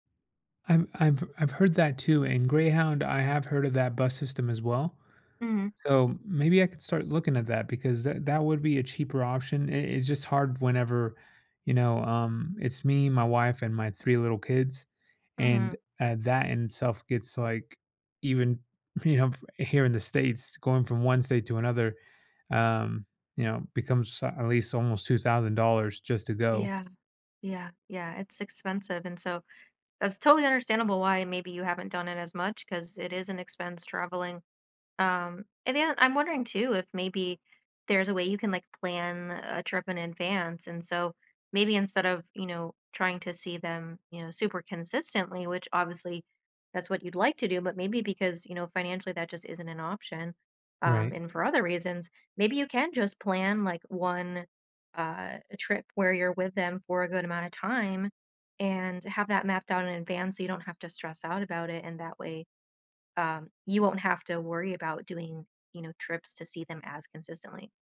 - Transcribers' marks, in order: none
- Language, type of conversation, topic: English, advice, How can I cope with guilt about not visiting my aging parents as often as I'd like?